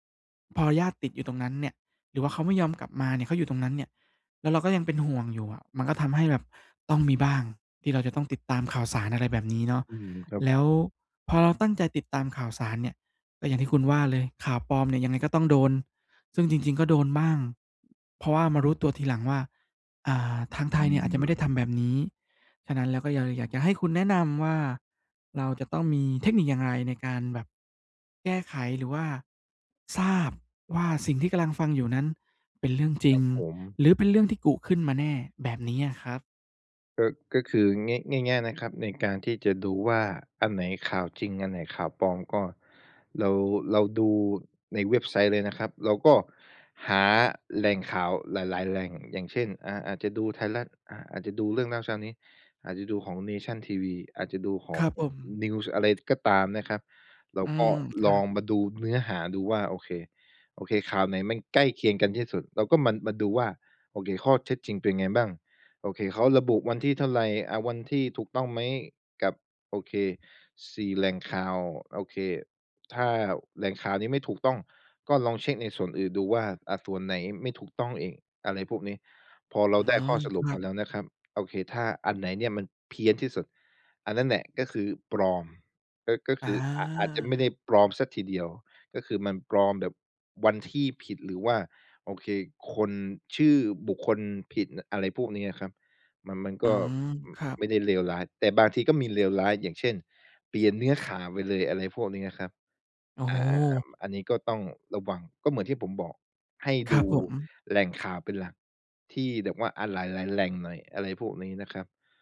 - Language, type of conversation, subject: Thai, advice, ทำอย่างไรดีเมื่อรู้สึกเหนื่อยล้าจากการติดตามข่าวตลอดเวลาและเริ่มกังวลมาก?
- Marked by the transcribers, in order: in English: "News"; other background noise; tapping; other noise